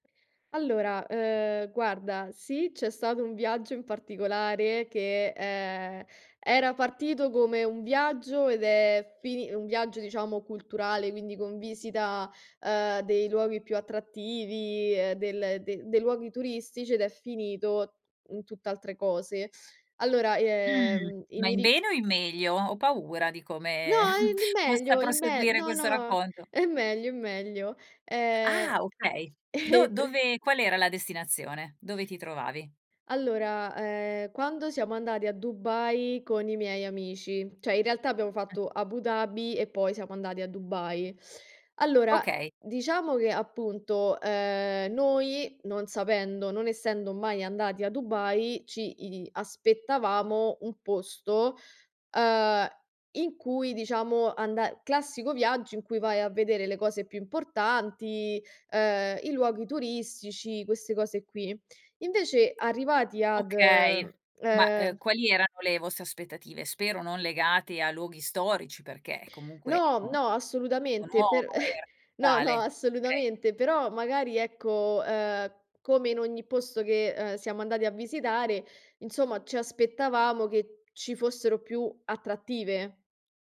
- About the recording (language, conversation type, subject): Italian, podcast, Qual è un viaggio in cui i piani sono cambiati completamente all’improvviso?
- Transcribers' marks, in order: teeth sucking; giggle; surprised: "Ah, okay"; giggle; "cioè" said as "ceh"; teeth sucking; chuckle; unintelligible speech